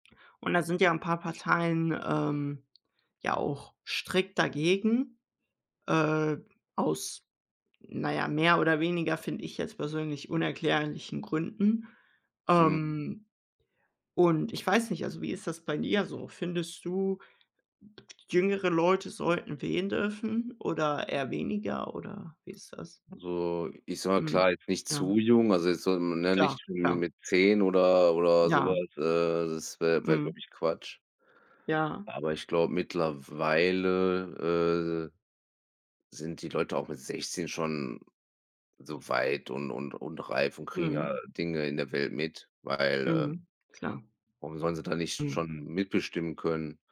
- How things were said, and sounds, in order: other background noise
- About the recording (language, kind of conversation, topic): German, unstructured, Sollten Jugendliche mehr politische Mitbestimmung erhalten?